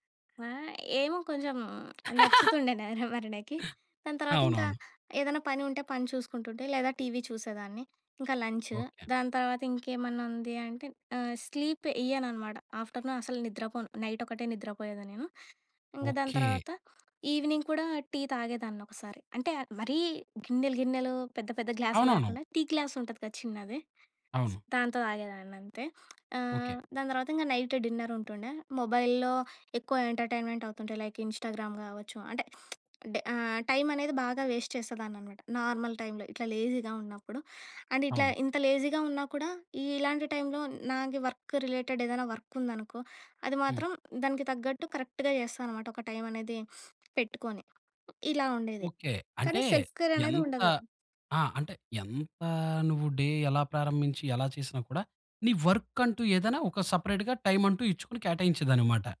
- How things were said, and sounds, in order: other background noise; laugh; gasp; in English: "స్లీప్"; in English: "ఆఫ్టర్‌నూన్"; in English: "నైట్"; tapping; in English: "ఈవినింగ్"; in English: "నైట్ డిన్నర్"; in English: "ఎంటర్టైన్మెంట్"; in English: "లైక్ ఇన్‌స్టా‌గ్రామ్"; in English: "వేస్ట్"; in English: "నార్మల్"; in English: "లేజీగా"; in English: "అండ్"; in English: "లేజీగా"; in English: "వర్క్ రిలేటెడ్"; in English: "వర్క్"; in English: "కరెక్ట్‌గా"; sniff; in English: "సెల్ఫ్ కేర్"; in English: "డే"; in English: "వర్క్"; in English: "సెపరేట్‌గా"
- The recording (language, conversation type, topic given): Telugu, podcast, మీ ఉదయం ఎలా ప్రారంభిస్తారు?